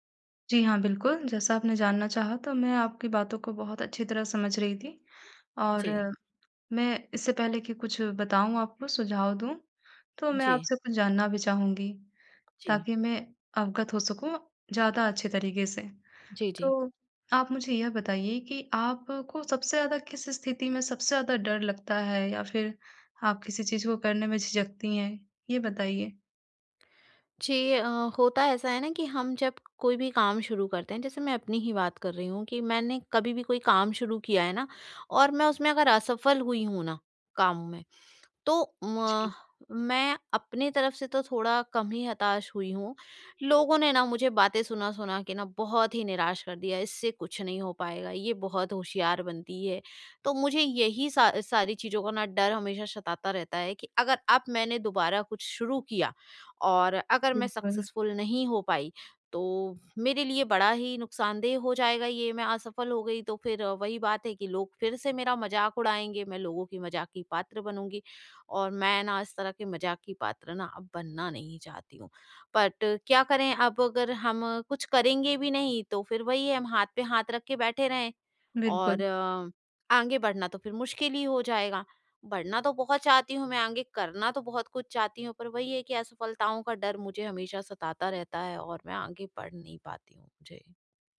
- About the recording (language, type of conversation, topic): Hindi, advice, डर पर काबू पाना और आगे बढ़ना
- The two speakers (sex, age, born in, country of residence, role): female, 40-44, India, India, user; female, 55-59, India, India, advisor
- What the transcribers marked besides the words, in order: in English: "सक्सेसफुल"; in English: "बट"